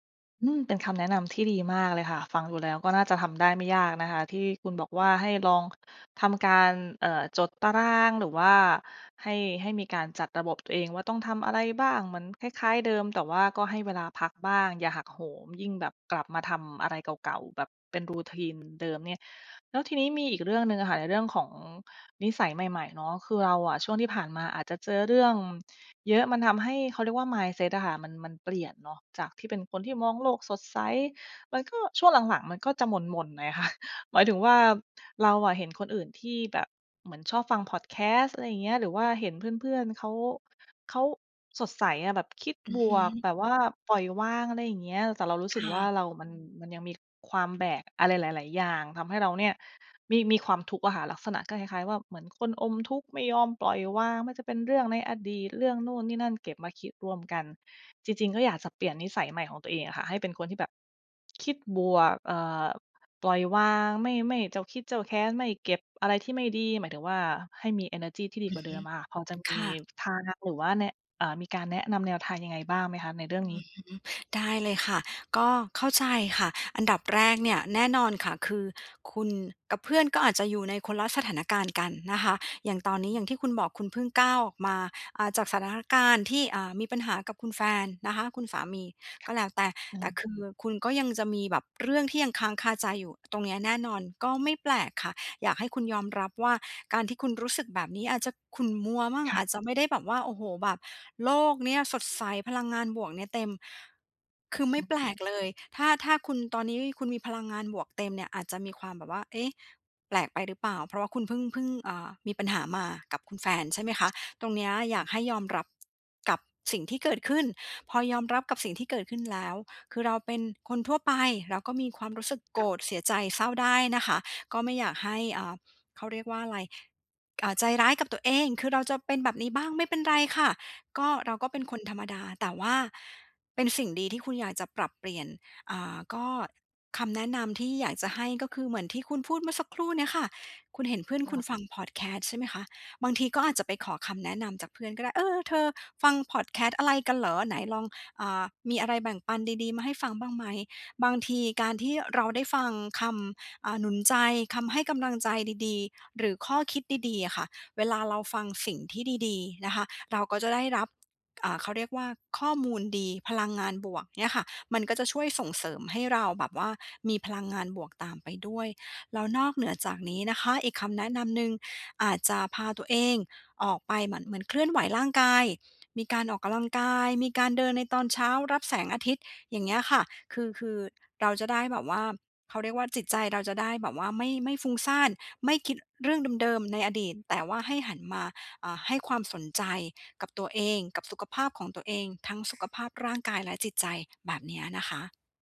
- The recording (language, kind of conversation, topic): Thai, advice, เริ่มนิสัยใหม่ด้วยก้าวเล็กๆ ทุกวัน
- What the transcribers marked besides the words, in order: in English: "Routine"; laughing while speaking: "ค่ะ"; chuckle; unintelligible speech; unintelligible speech; other background noise